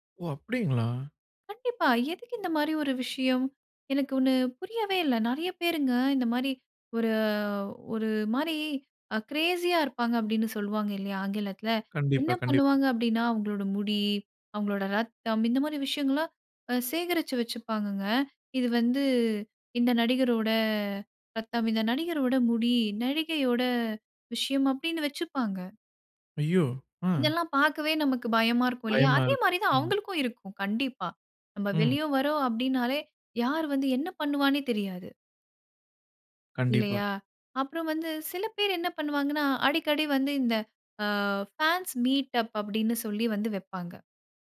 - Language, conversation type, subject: Tamil, podcast, ரசிகர்களுடன் நெருக்கமான உறவை ஆரோக்கியமாக வைத்திருக்க என்னென்ன வழிமுறைகள் பின்பற்ற வேண்டும்?
- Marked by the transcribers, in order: in English: "கிரேஸி"; in English: "ஃபேன்ஸ் மீட் அப்"